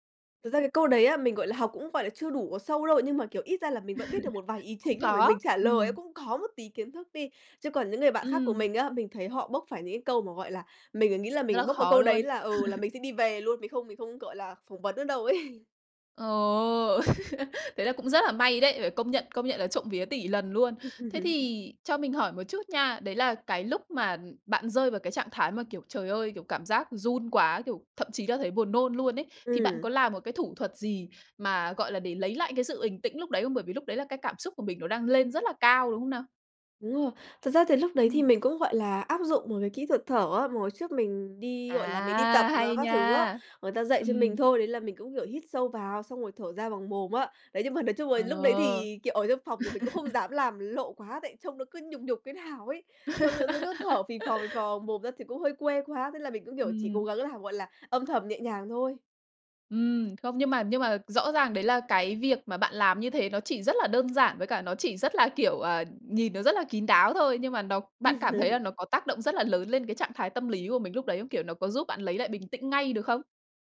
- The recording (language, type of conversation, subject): Vietnamese, podcast, Bạn có thể kể về một lần bạn cảm thấy mình thật can đảm không?
- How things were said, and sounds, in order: chuckle; laugh; laughing while speaking: "ấy"; laugh; laugh; other background noise; laugh; laugh; laugh; tapping